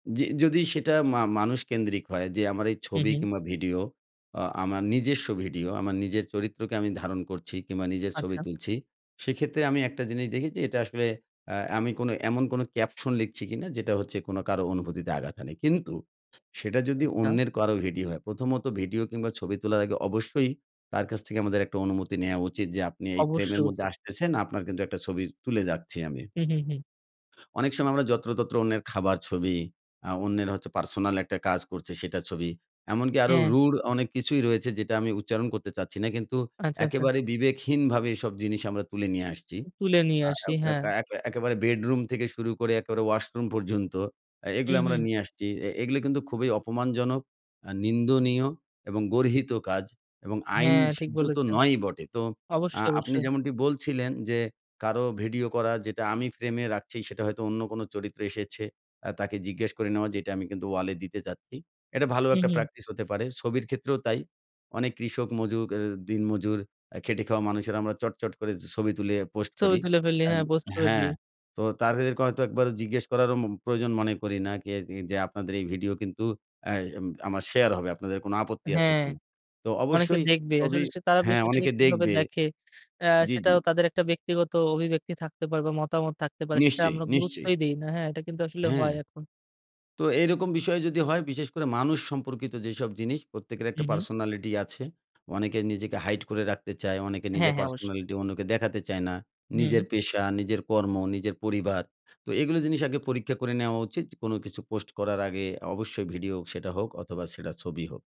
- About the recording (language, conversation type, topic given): Bengali, podcast, ভিডিও বা ছবি পোস্ট করার আগে আপনি কী কী যাচাই করেন?
- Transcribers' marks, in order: in English: "caption"; "মজুর" said as "মজুক"; in English: "personality"; in English: "hide"; in English: "personality"; "সেটা" said as "ছেটা"